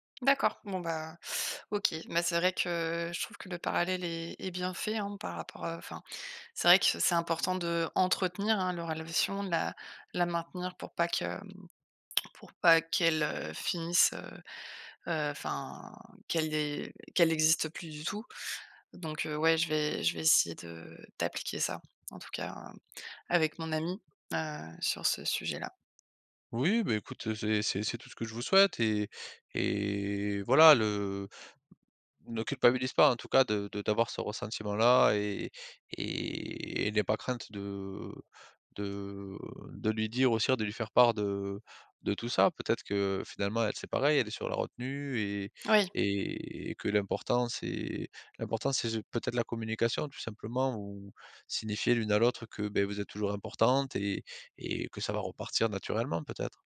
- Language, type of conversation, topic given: French, advice, Comment maintenir une amitié forte malgré la distance ?
- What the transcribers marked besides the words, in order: tapping; "aussi" said as "aussir"